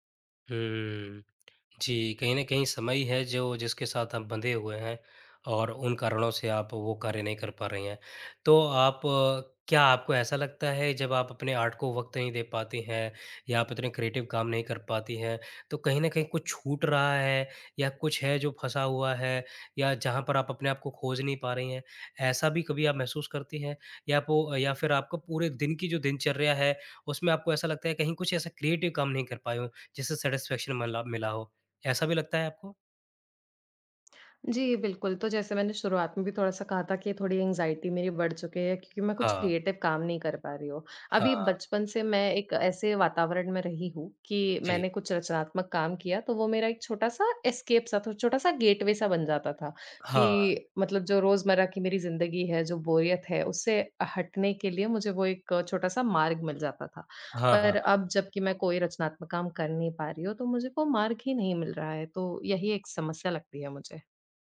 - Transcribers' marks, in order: in English: "आर्ट"; in English: "क्रिएटिव"; in English: "क्रिएटिव"; in English: "सैटिस्फैक्शन"; in English: "एंग्ज़ायटी"; in English: "क्रिएटिव"; in English: "एस्केप"; in English: "गेटवे"
- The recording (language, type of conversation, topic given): Hindi, advice, आप रोज़ रचनात्मक काम के लिए समय कैसे निकाल सकते हैं?